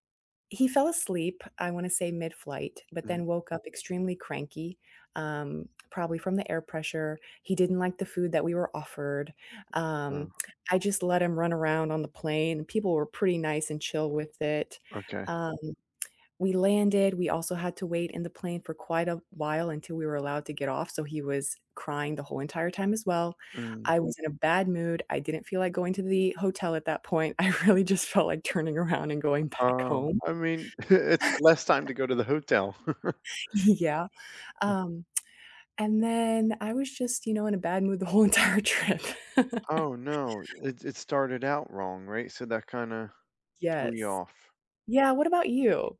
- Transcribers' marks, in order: laughing while speaking: "I really"; chuckle; other background noise; chuckle; laughing while speaking: "Y"; other noise; laughing while speaking: "entire trip"; chuckle
- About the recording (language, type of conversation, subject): English, unstructured, Have you ever had a travel plan go completely wrong?
- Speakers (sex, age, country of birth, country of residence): female, 35-39, United States, United States; male, 40-44, United States, United States